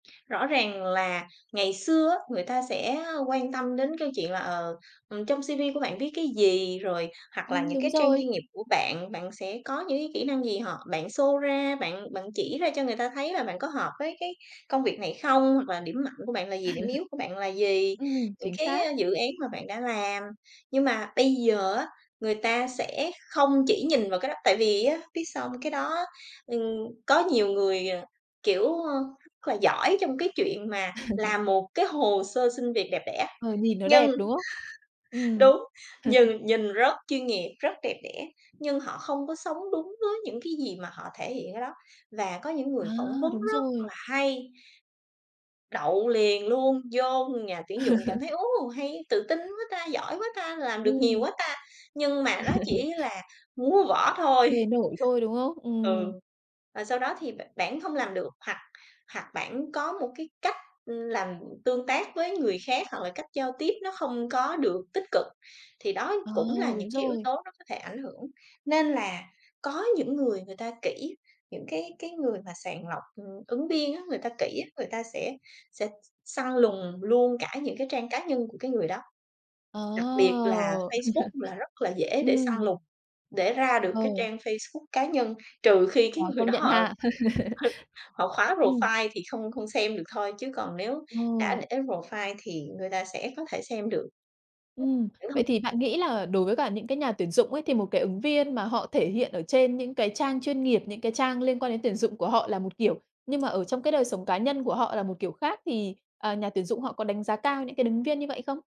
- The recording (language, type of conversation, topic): Vietnamese, podcast, Làm sao để trang cá nhân trông chuyên nghiệp trong mắt nhà tuyển dụng?
- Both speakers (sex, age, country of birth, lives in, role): female, 30-34, Vietnam, Malaysia, host; female, 35-39, Vietnam, Vietnam, guest
- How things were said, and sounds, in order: in English: "C-V"; in English: "show"; laugh; laugh; other background noise; laugh; tapping; laugh; laugh; laugh; laughing while speaking: "khi"; in English: "profile"; laugh; in English: "profile"; unintelligible speech